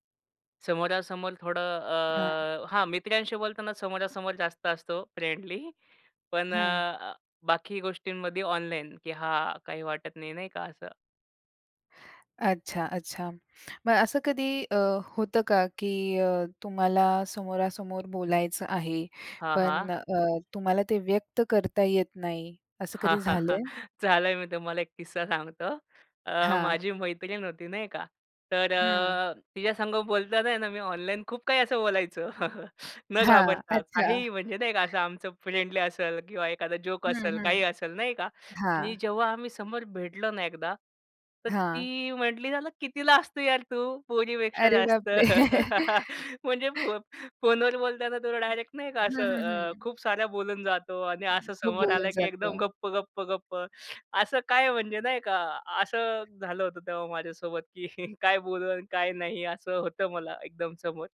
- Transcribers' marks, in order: drawn out: "अ"; tapping; laughing while speaking: "हाहाहा! चालेल मी तुम्हाला एक"; other background noise; laughing while speaking: "तिच्यासंग बोलतांना आहे ना, मी … असेल, नाही का"; chuckle; laughing while speaking: "हां. अच्छा"; other noise; laughing while speaking: "किती लाजतो यार तू पोरीपेक्षा … मला एकदम समोर"; laughing while speaking: "अरे बापरे!"; laugh
- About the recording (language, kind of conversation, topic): Marathi, podcast, ऑनलाईन आणि समोरासमोरच्या संवादातला फरक तुम्हाला कसा जाणवतो?